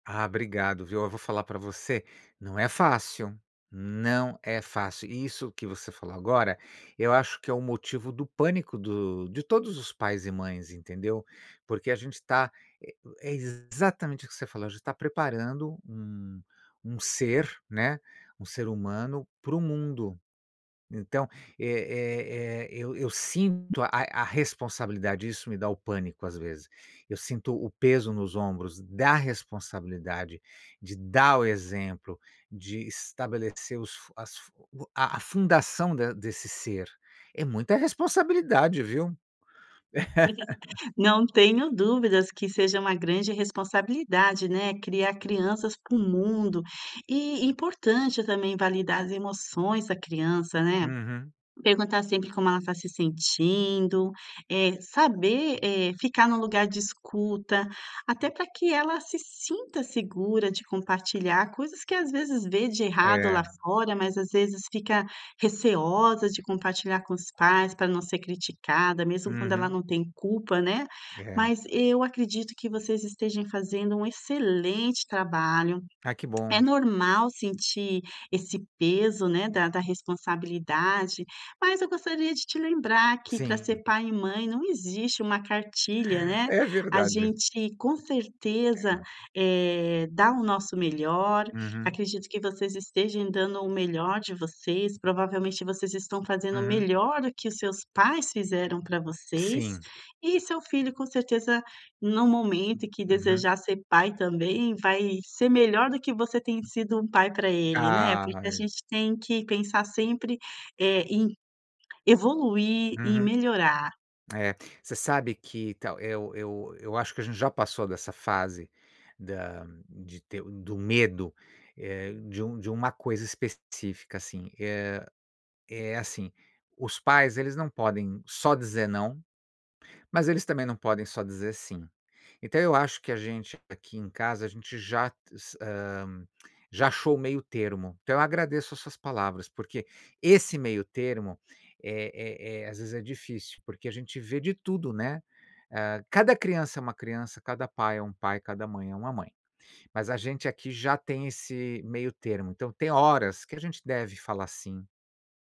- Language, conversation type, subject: Portuguese, advice, Como lidar com o medo de falhar como pai ou mãe depois de ter cometido um erro com seu filho?
- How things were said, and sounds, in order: laugh; "estejam" said as "estejem"; "estejam" said as "estejem"; tapping